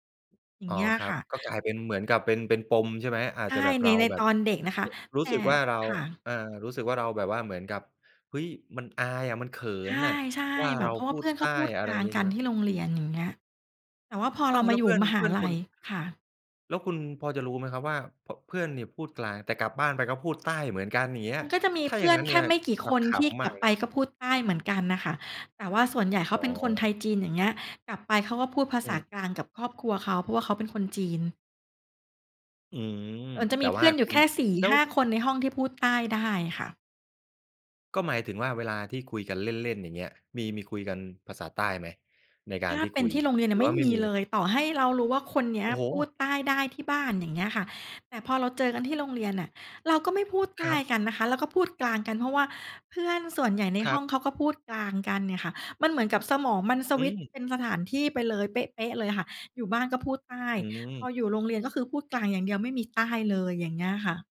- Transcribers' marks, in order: tapping
- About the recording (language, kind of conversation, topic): Thai, podcast, ภาษาในบ้านส่งผลต่อความเป็นตัวตนของคุณอย่างไรบ้าง?